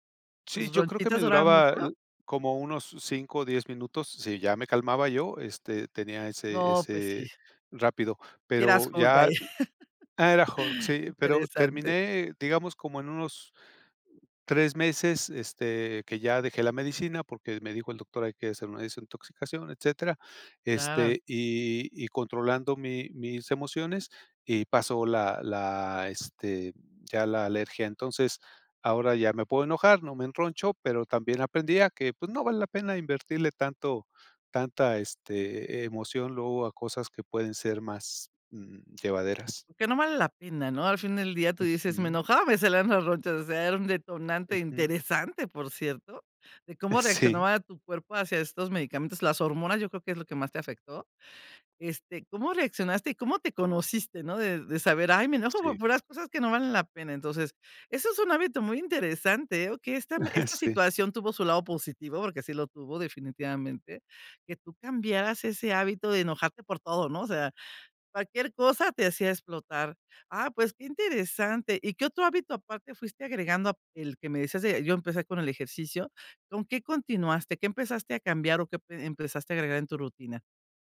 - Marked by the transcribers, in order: laugh; chuckle; chuckle
- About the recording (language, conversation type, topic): Spanish, podcast, ¿Cómo decides qué hábito merece tu tiempo y esfuerzo?